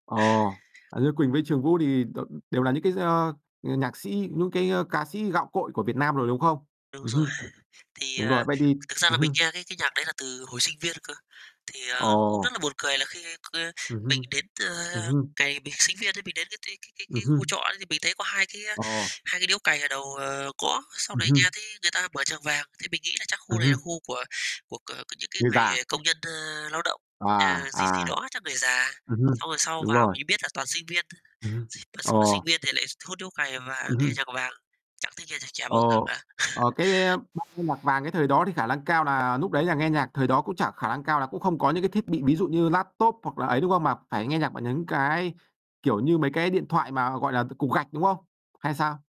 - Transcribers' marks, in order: other background noise; tapping; chuckle; static; chuckle; distorted speech
- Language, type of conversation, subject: Vietnamese, unstructured, Bạn nghĩ vai trò của âm nhạc trong cuộc sống hằng ngày là gì?